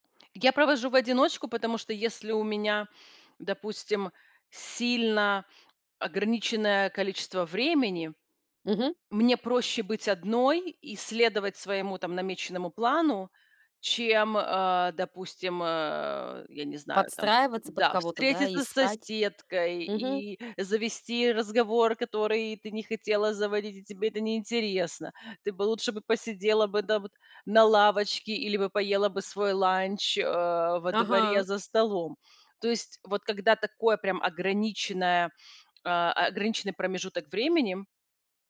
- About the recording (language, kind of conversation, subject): Russian, podcast, Какие занятия помогают расслабиться после работы или учёбы?
- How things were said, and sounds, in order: tapping